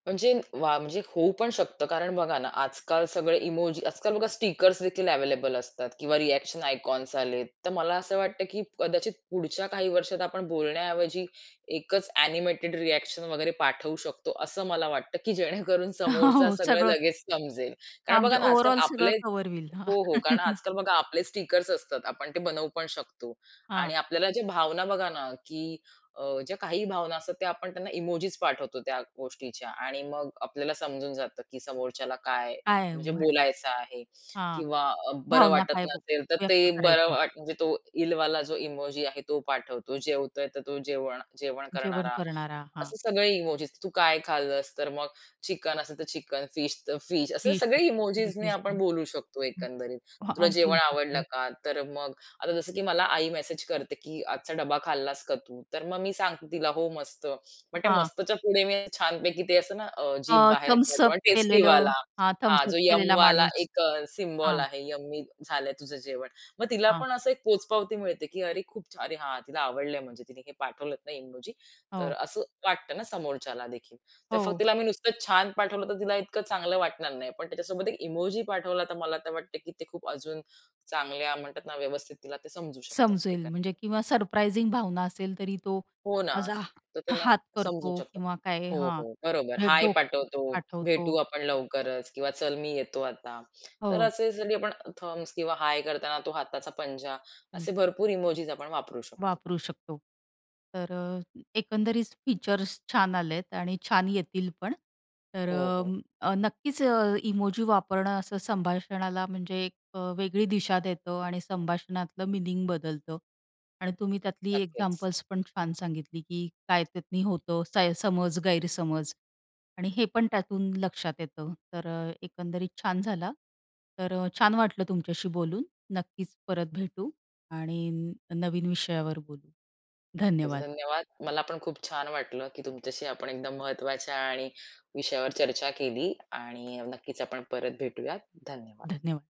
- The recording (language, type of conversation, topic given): Marathi, podcast, इमोजी वापरल्याने संभाषणात काय बदल होतो, ते सांगशील का?
- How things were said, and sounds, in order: other background noise; in English: "रिएक्शन आयकॉन्स"; in English: "एनिमेटेड रिएक्शन"; laughing while speaking: "हो"; in English: "ओव्हरऑल"; tapping; laugh; in English: "इलवाला"; background speech; in English: "यम्मिवाला"; in English: "थंब्स अप"; in English: "यम्मी"; in English: "थंब्स अप"; unintelligible speech; other noise